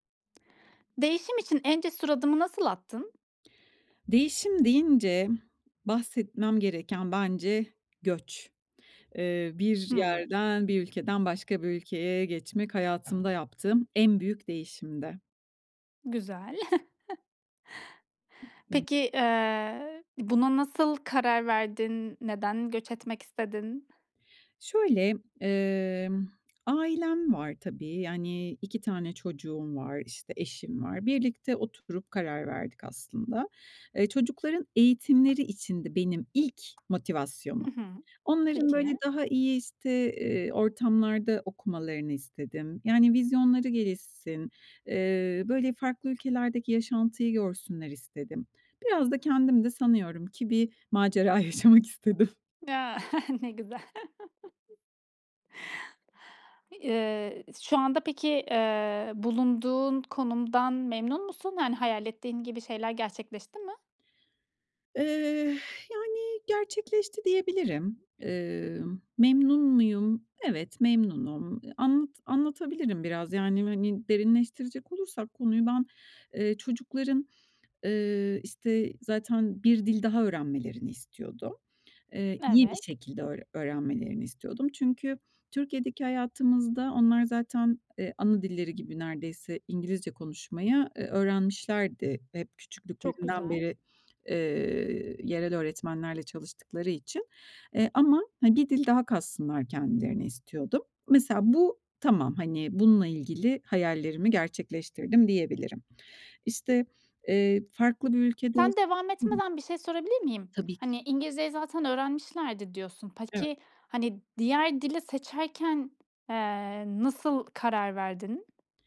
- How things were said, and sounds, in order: other background noise; chuckle; unintelligible speech; tapping; laughing while speaking: "yaşamak istedim"; chuckle; laughing while speaking: "ne güzel"; chuckle; drawn out: "Eh"; background speech; unintelligible speech; "Peki" said as "Paki"
- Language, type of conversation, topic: Turkish, podcast, Değişim için en cesur adımı nasıl attın?